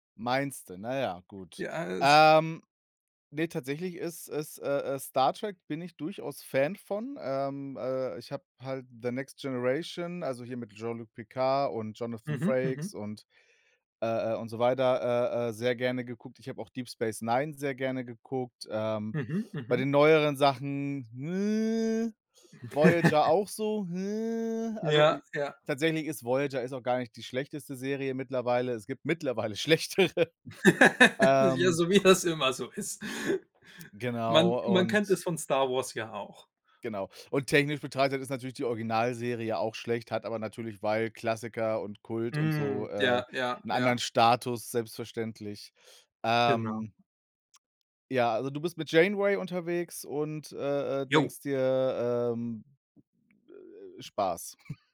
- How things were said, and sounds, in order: other background noise; other noise; chuckle; laugh; laughing while speaking: "Ja, so wie das immer so ist"; laughing while speaking: "schlechtere"; tapping; snort
- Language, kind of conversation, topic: German, unstructured, Was möchtest du in zehn Jahren erreicht haben?